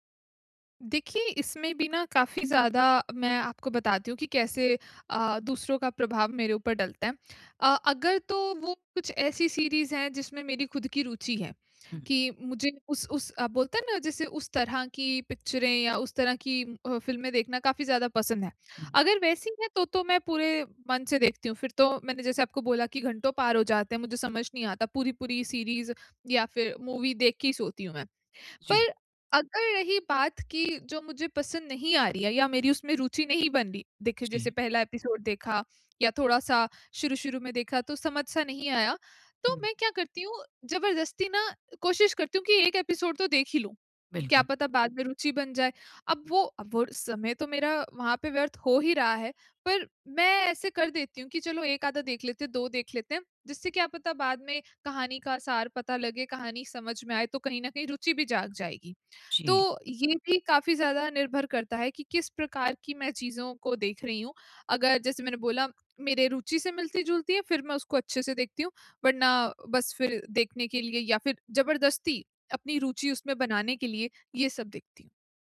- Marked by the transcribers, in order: in English: "मूवी"; in English: "एपिसोड"; in English: "एपिसोड"
- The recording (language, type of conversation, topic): Hindi, advice, बोरियत को उत्पादकता में बदलना